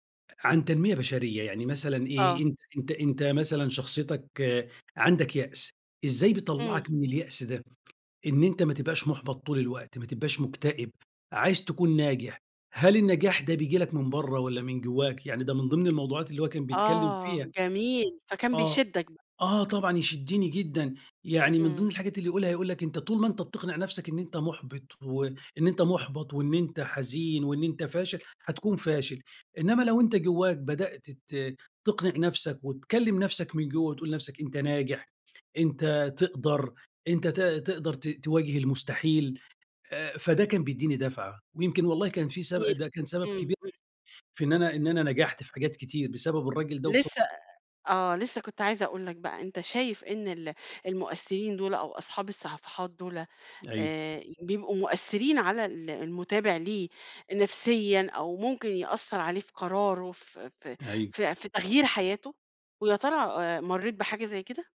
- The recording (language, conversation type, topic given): Arabic, podcast, ليه بتتابع ناس مؤثرين على السوشيال ميديا؟
- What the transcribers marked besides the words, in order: tapping